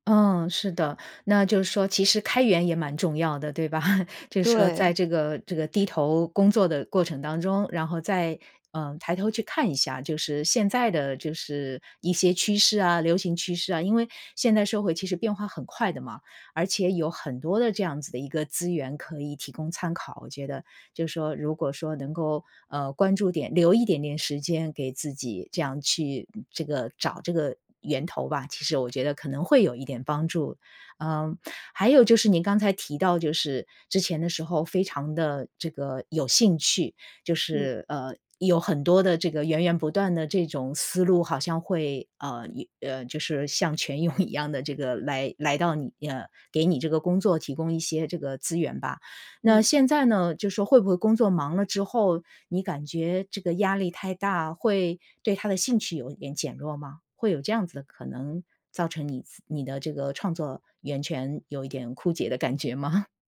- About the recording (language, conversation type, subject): Chinese, advice, 当你遇到创意重复、找不到新角度时，应该怎么做？
- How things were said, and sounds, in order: chuckle; laughing while speaking: "涌"; tapping; laughing while speaking: "感觉吗？"